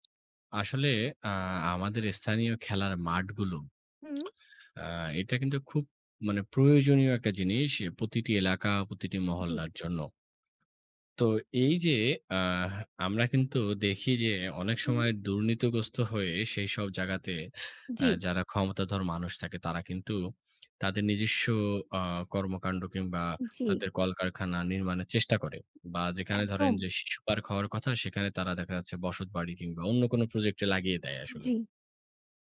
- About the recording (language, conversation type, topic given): Bengali, unstructured, স্থানীয় খেলার মাঠগুলোর বর্তমান অবস্থা কেমন, আর সেগুলো কীভাবে উন্নত করা যায়?
- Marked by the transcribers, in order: tapping; lip smack